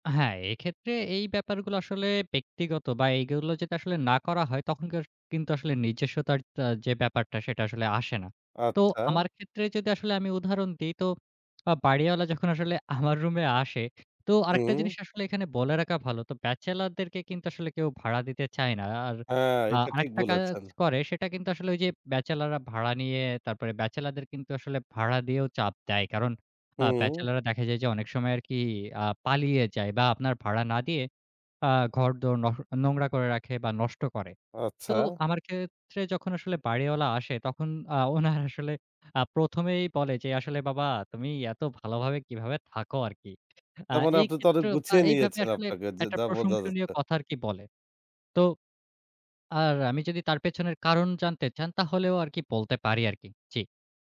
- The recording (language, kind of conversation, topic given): Bengali, podcast, ভাড়াটে বাসায় থাকা অবস্থায় কীভাবে ঘরে নিজের ছোঁয়া বজায় রাখবেন?
- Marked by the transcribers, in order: other background noise; tapping; "রাখা" said as "রাকা"; laughing while speaking: "উনার আসলে"; "যেটা" said as "যেদা"